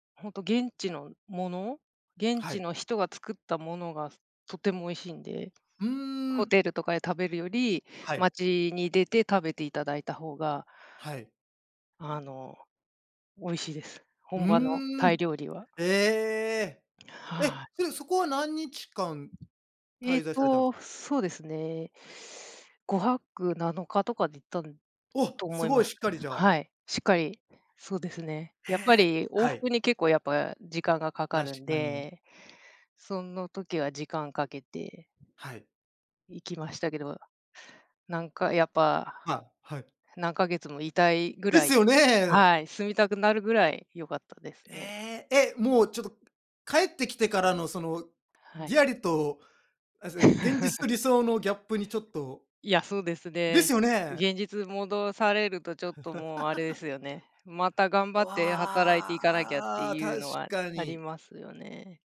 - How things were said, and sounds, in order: chuckle; chuckle
- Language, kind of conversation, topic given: Japanese, unstructured, 旅先でいちばん感動した景色はどんなものでしたか？